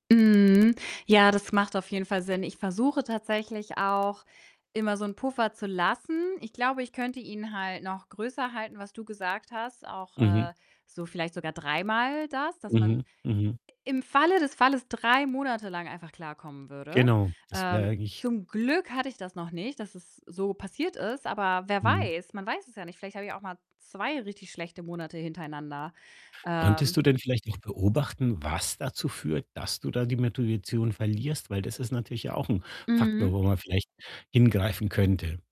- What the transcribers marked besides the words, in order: distorted speech; "Motivation" said as "Metoition"
- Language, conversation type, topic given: German, advice, Warum verliere ich bei langfristigen Zielen die Motivation, und was kann ich dagegen tun?